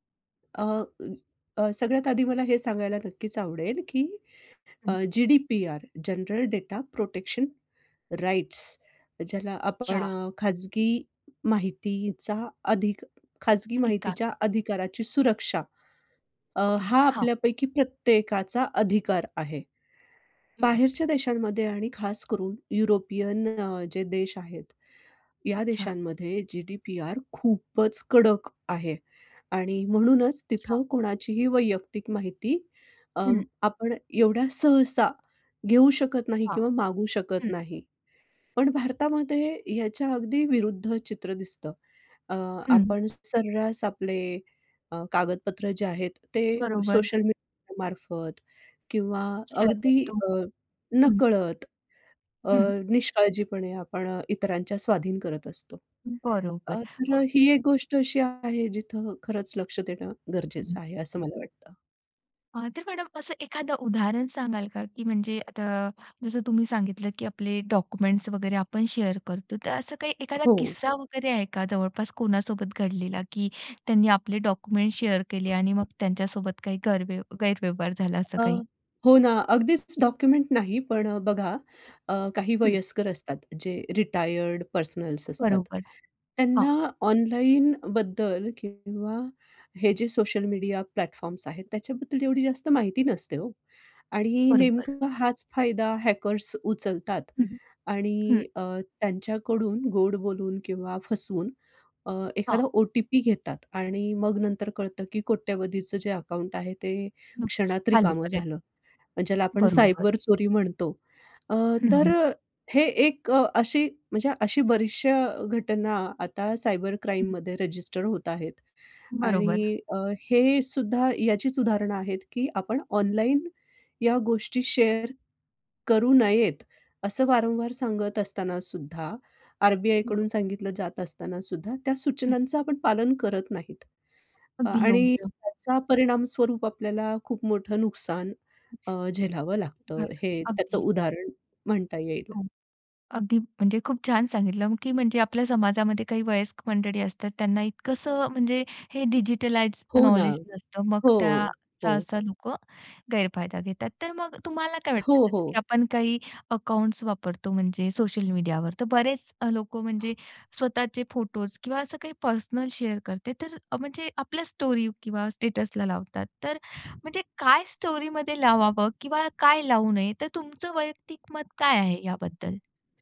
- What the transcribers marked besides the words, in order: tapping; in English: "जनरल डेटा प्रोटेक्शन राइट्स"; other noise; in English: "शेअर"; other background noise; unintelligible speech; in English: "शेअर"; in English: "शेअर"; in English: "प्लॅटफॉर्म्स"; in English: "हॅकर्स"; in English: "शेअर"; in English: "शेअर"; in English: "स्टोरी"; in English: "स्टेटसला"; in English: "स्टोरीमध्ये"
- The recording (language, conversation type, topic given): Marathi, podcast, कुठल्या गोष्टी ऑनलाईन शेअर करू नयेत?
- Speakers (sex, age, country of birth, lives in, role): female, 35-39, India, India, host; female, 45-49, India, India, guest